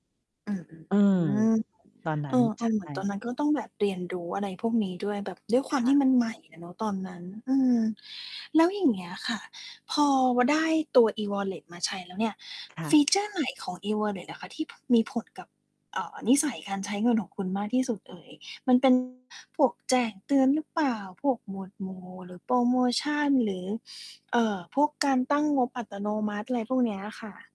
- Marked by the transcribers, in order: mechanical hum; distorted speech; in English: "ฟีเชอร์"; sniff
- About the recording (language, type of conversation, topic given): Thai, podcast, การใช้อีวอลเล็ตเปลี่ยนนิสัยทางการเงินของคุณไปอย่างไรบ้าง?